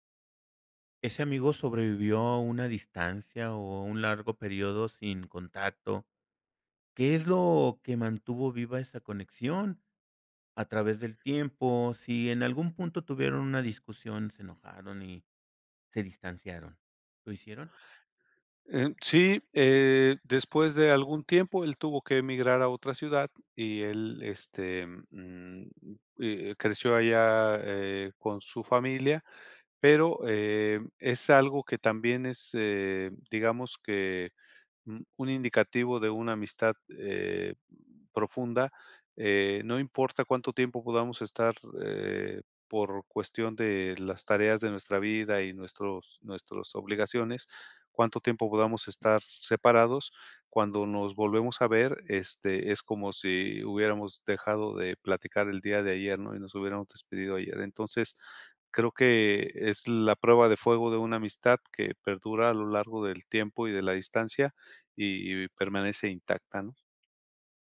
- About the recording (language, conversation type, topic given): Spanish, podcast, Cuéntame sobre una amistad que cambió tu vida
- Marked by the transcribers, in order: other background noise; other noise